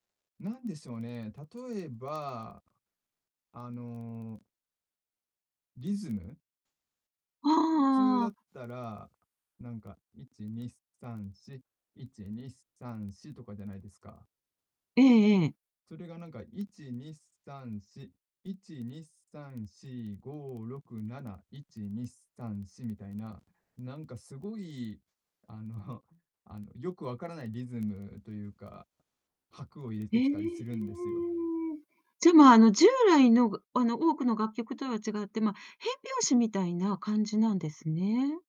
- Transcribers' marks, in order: distorted speech; laughing while speaking: "あの"; other background noise
- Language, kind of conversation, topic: Japanese, podcast, 最近ハマっている音楽は何ですか？